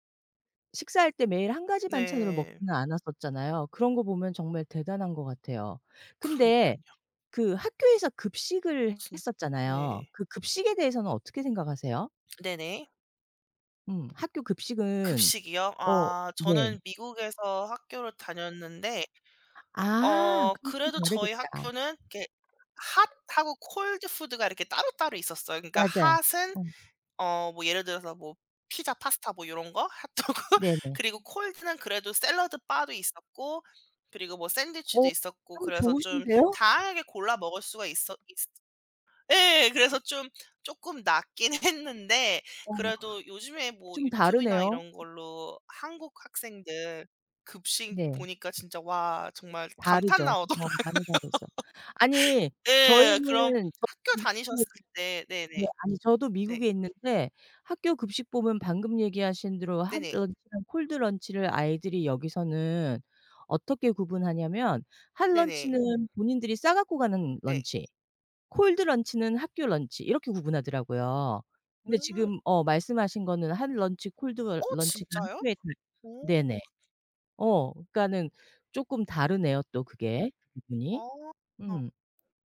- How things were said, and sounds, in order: tapping; other background noise; in English: "콜드 푸드가"; laughing while speaking: "핫도그?"; in English: "콜드는"; laughing while speaking: "했는데"; laughing while speaking: "나오더라고요"; unintelligible speech; in English: "핫 런치랑 콜드 런치를"; in English: "핫 런치는"; in English: "콜드 런치는"; in English: "핫 런치 콜드 러 런치가"
- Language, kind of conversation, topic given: Korean, unstructured, 매일 도시락을 싸서 가져가는 것과 매일 학교 식당에서 먹는 것 중 어떤 선택이 더 좋을까요?